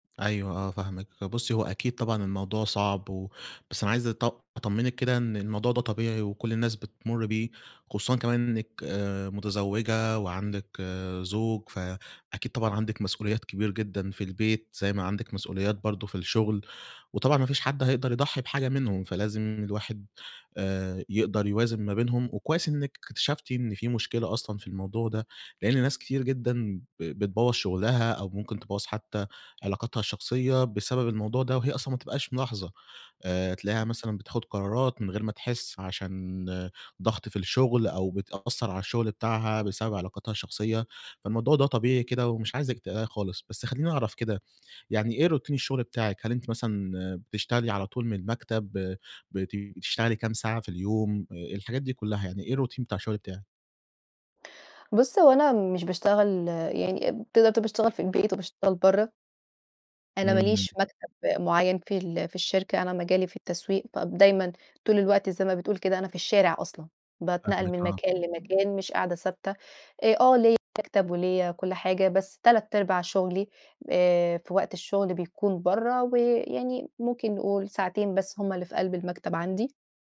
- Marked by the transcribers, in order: tapping; other background noise; unintelligible speech; in English: "روتين"; in English: "الروتين"
- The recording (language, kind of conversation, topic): Arabic, advice, إزاي أقدر أفصل الشغل عن حياتي الشخصية؟